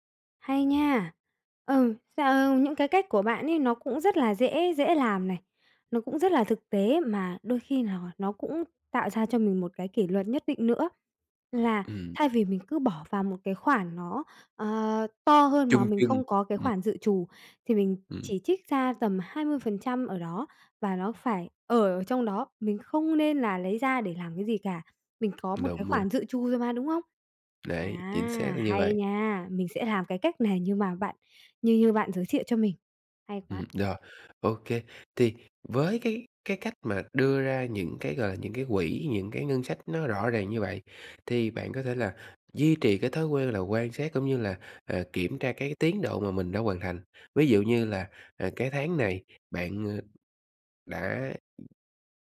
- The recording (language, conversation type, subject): Vietnamese, advice, Làm thế nào để cải thiện kỷ luật trong chi tiêu và tiết kiệm?
- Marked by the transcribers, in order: other background noise; tapping; unintelligible speech